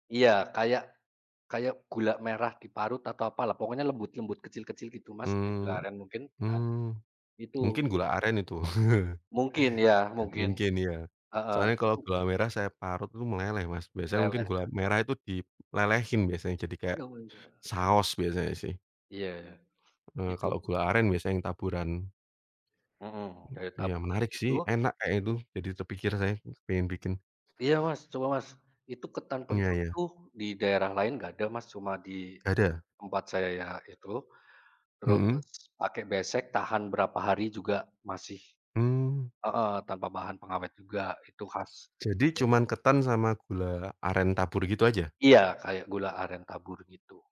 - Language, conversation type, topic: Indonesian, unstructured, Apa makanan khas dari budaya kamu yang paling kamu sukai?
- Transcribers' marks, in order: chuckle; other background noise; tapping; unintelligible speech